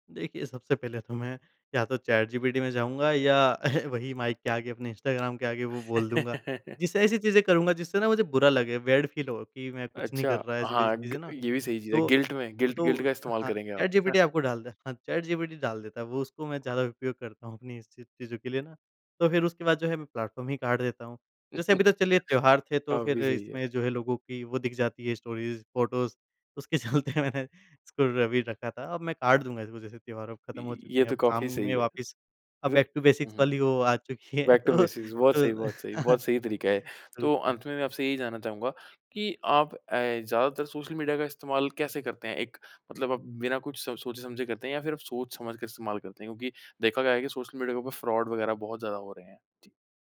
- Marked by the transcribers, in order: chuckle; tapping; chuckle; in English: "बैड फील"; in English: "गिल्ट"; in English: "गिल्ट गिल्ट"; chuckle; chuckle; in English: "फोटोस"; laughing while speaking: "उसके चलते मैंने इसको र भी"; unintelligible speech; in English: "बैक टू बेसिक्स"; in English: "बैक टू बेसिक्स"; laughing while speaking: "चुकी है तो तो"; in English: "टू थिंक"; in English: "फ्रॉड"
- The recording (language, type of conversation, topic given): Hindi, podcast, सोशल मीडिया आपकी ज़िंदगी कैसे बदल रहा है?